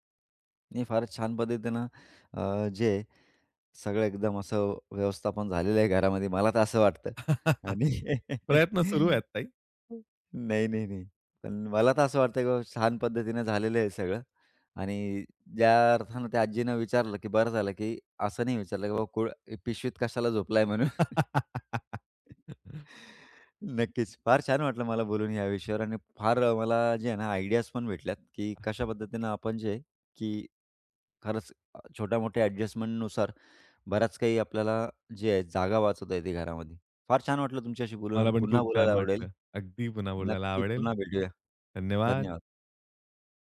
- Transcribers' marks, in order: other background noise; laugh; laughing while speaking: "आणि. नाही, नाही, नाही"; laughing while speaking: "म्हणून?"; laugh; tapping; in English: "आयडियाज"
- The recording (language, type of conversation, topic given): Marathi, podcast, घरात जागा कमी असताना घराची मांडणी आणि व्यवस्थापन तुम्ही कसे करता?